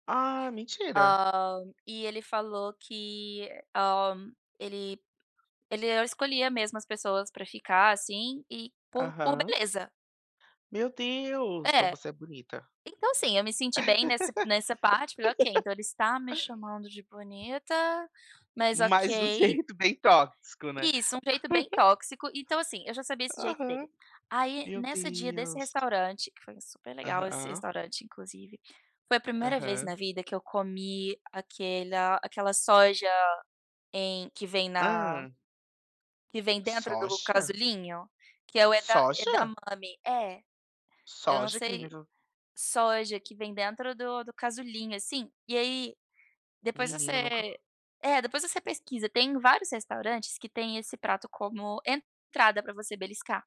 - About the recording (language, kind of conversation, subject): Portuguese, unstructured, Como a comida pode unir as pessoas?
- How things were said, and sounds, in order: surprised: "Ah, mentira!"; tapping; surprised: "Meu Deus!"; laugh; laughing while speaking: "Mas de um jeito bem tóxico, né?"; giggle; surprised: "Meu Deus!"; surprised: "Soja?"; surprised: "Soja?"